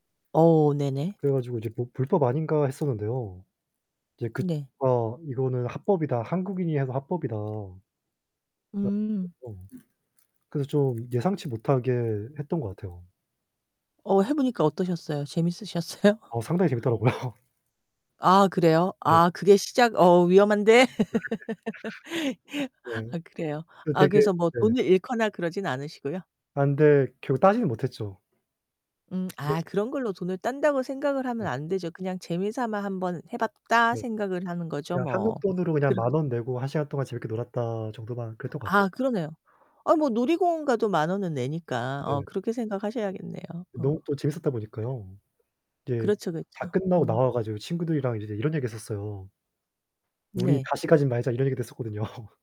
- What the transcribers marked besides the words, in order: other background noise; distorted speech; tapping; unintelligible speech; laughing while speaking: "재밌으셨어요?"; laughing while speaking: "재밌더라고요"; laugh; laughing while speaking: "했었거든요"
- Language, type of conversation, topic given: Korean, unstructured, 여행에서 가장 기억에 남는 추억은 무엇인가요?